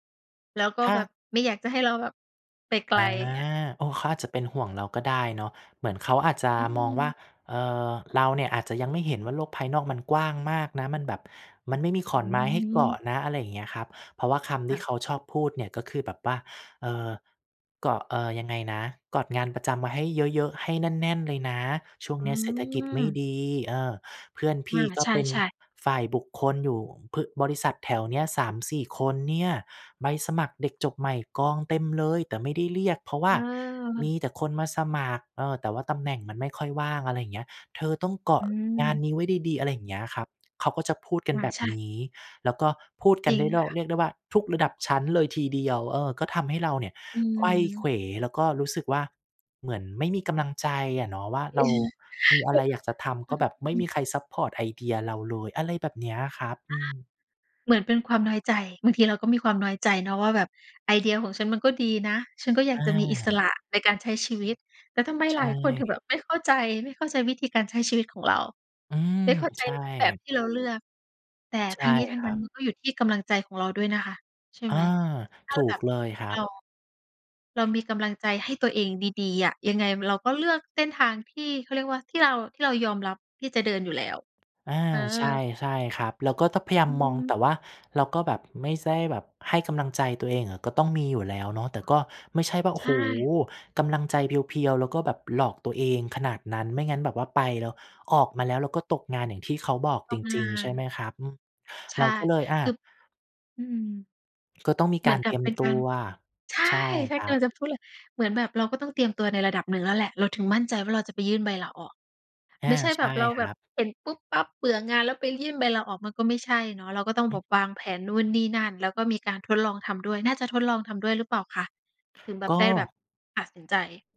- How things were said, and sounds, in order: chuckle; unintelligible speech; other background noise
- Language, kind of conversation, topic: Thai, podcast, ถ้าคนอื่นไม่เห็นด้วย คุณยังทำตามความฝันไหม?